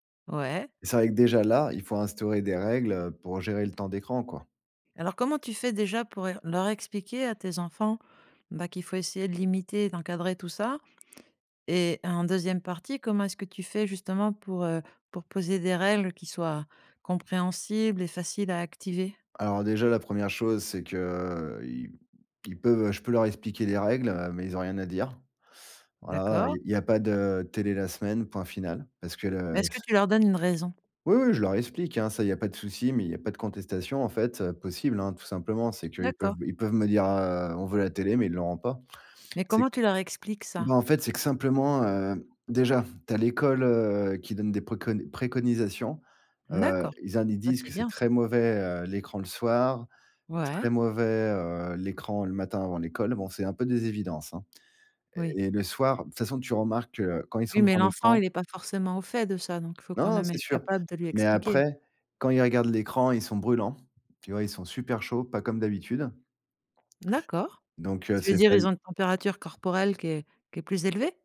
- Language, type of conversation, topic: French, podcast, Comment parler des écrans et du temps d’écran en famille ?
- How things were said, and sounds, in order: other background noise